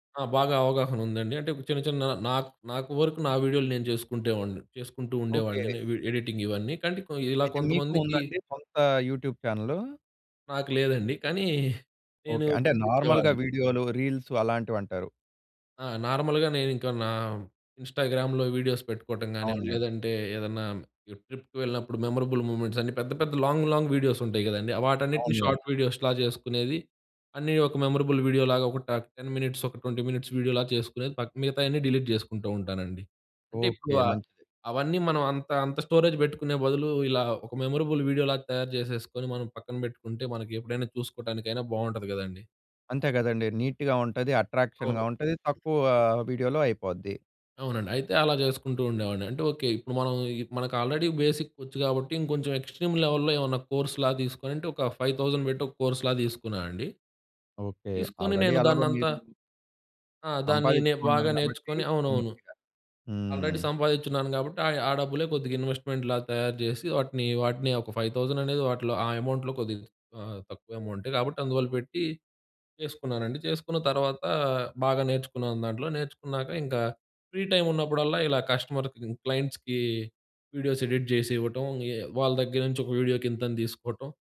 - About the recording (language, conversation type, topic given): Telugu, podcast, సృజనాత్మకంగా డబ్బు సమకూర్చుకోవడానికి మీరు ఏ ఏ మార్గాలను ప్రయత్నించారు?
- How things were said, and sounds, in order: in English: "ఎడిటింగ్"; in English: "యూట్యూబ్"; in English: "నార్మల్‌గా"; in English: "రీల్స్"; in English: "నార్మల్‍గా"; in English: "ఇన్‌స్టా‌గ్రామ్‌లో వీడియోస్"; in English: "ట్రిప్‌కి"; in English: "మెమరబుల్ మూవ్మెంట్స్"; in English: "లాంగ్, లాంగ్ వీడియోస్"; in English: "షార్ట్ వీడియోస్‌లా"; in English: "మెమరబుల్"; in English: "టెన్ మినిట్స్"; in English: "ట్వంటీ మినిట్స్"; in English: "డిలీట్"; in English: "స్టోరేజ్"; in English: "మెమరబుల్"; in English: "నీట్‌గా"; in English: "అట్రాక్షన్‌గా"; tapping; in English: "ఆల్రెడీ బేసిక్"; in English: "ఎక్స్‌ట్రీమ్ లెవెల్‌లో"; in English: "కోర్స్‌లాగా"; in English: "ఫైవ్ థౌసండ్"; in English: "కోర్స్‌లాగా"; in English: "ఆల్రెడీ"; in English: "ఆల్రెడీ"; in English: "నీట్‌గా"; in English: "ఇన్వెస్ట్మెంట్‌లాగా"; in English: "ఫైవ్ థౌసండ్"; in English: "అమౌంట్‌లో"; in English: "అమౌంట్"; in English: "ఫ్రీ టైమ్"; in English: "కస్టమర్‌కి, క్లయింట్స్‌కి వీడియోస్ ఎడిట్"